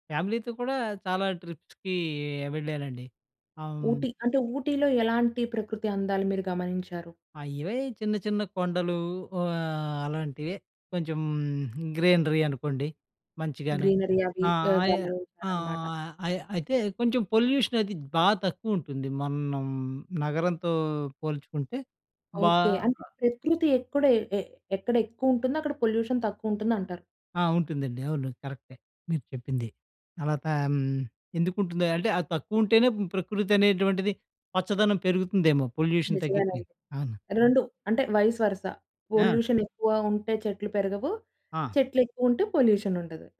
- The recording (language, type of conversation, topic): Telugu, podcast, ప్రకృతితో ముడిపడిన మీకు అత్యంత ప్రియమైన జ్ఞాపకం ఏది?
- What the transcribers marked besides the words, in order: in English: "ఫ్యామిలీతో"; in English: "ట్రిప్స్‌కి"; in English: "గ్రీనరీ"; in English: "గ్రీనరీ"; in English: "పొల్యూషన్"; other noise; "ఎక్కడ" said as "ఎక్కుడ"; in English: "పొల్యూషన్"; in English: "పొల్యూషన్"; in English: "వైస్ వర్సా పొల్యూషన్"; in English: "పొల్యూషన్"